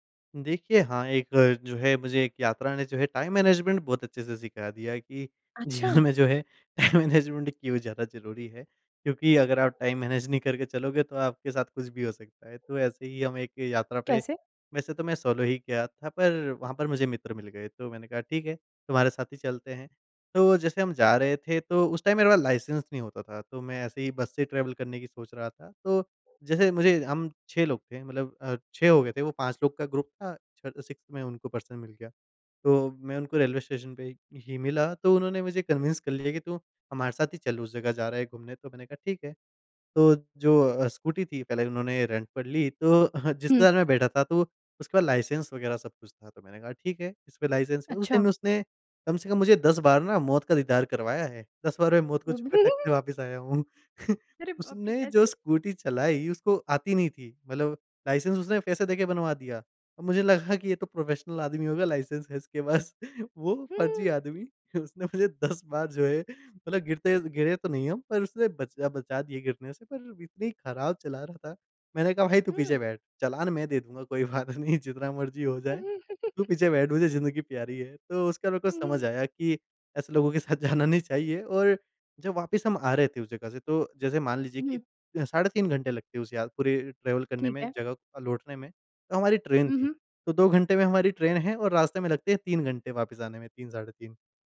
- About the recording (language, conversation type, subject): Hindi, podcast, सोलो यात्रा ने आपको वास्तव में क्या सिखाया?
- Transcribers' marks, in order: in English: "टाइम मैनेजमेंट"; laughing while speaking: "जीवन में जो है टाइम मैनेजमेंट क्यों ज़्यादा ज़रूरी है"; in English: "टाइम मैनेजमेंट"; in English: "टाइम मैनेज"; in English: "सोलो"; in English: "टाइम"; in English: "ट्रेवल"; in English: "ग्रुप"; in English: "सिक्स्थ"; in English: "पर्सन"; in English: "कन्विंस"; in English: "रेंट"; chuckle; chuckle; chuckle; in English: "प्रोफेशनल"; laughing while speaking: "पास"; laughing while speaking: "उसने पहले दस बार जो है"; laughing while speaking: "कोई बात नहीं, जितना मर्ज़ी हो जाए"; laugh; laughing while speaking: "ऐसे लोगों के साथ जाना नहीं चाहिए"; in English: "ट्रेवल"